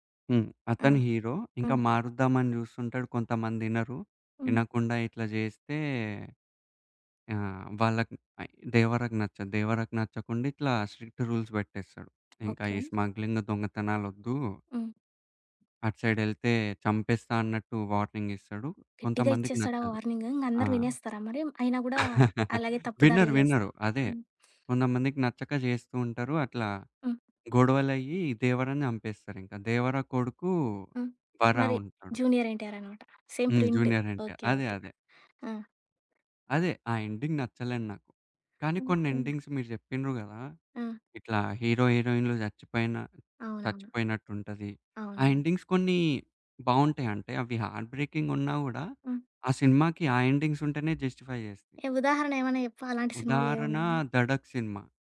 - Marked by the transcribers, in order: in English: "స్ట్రిక్ట్ రూల్స్"; other background noise; in English: "స్మగ్లింగ్"; in English: "వార్నింగ్"; giggle; in English: "జూనియర్"; in English: "సేమ్ ప్రింట్"; in English: "ఎండింగ్"; tapping; in English: "ఎండింగ్స్"; in English: "హీరో"; in English: "ఎండింగ్స్"; in English: "హార్ట్ బ్రేకింగ్"; in English: "ఎండింగ్స్"; in English: "జస్టిఫై"
- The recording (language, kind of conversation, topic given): Telugu, podcast, సినిమా ముగింపు ప్రేక్షకుడికి సంతృప్తిగా అనిపించాలంటే ఏమేం విషయాలు దృష్టిలో పెట్టుకోవాలి?